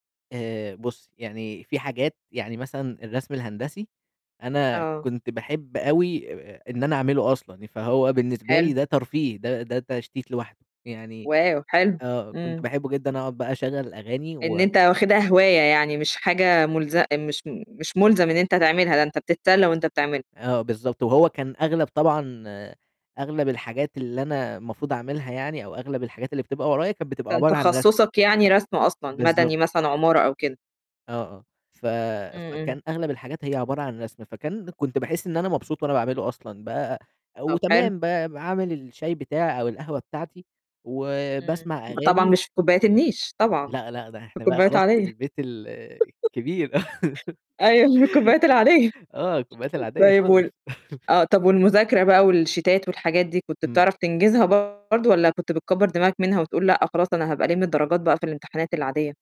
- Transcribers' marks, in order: laugh; chuckle; laughing while speaking: "أيوه في الكوبايات العادية"; other noise; chuckle; in English: "والشيتات"; distorted speech
- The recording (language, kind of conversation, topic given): Arabic, podcast, إزاي بتقاوم الإغراءات اليومية اللي بتأخرك عن هدفك؟